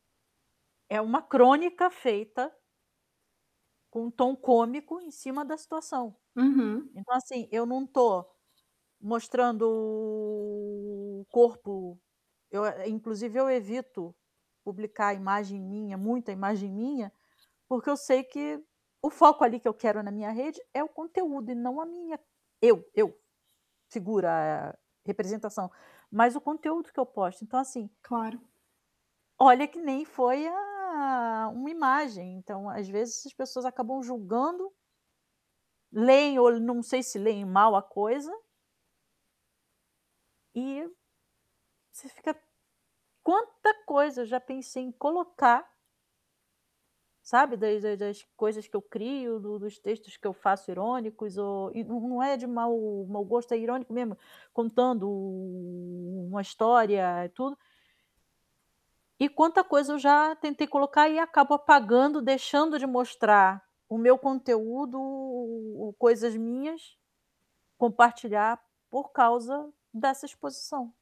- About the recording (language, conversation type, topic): Portuguese, advice, Como posso mostrar meu eu verdadeiro online sem me expor demais?
- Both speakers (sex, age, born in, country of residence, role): female, 25-29, Brazil, Italy, advisor; female, 40-44, Brazil, Spain, user
- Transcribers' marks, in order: static; other background noise; drawn out: "o"; tapping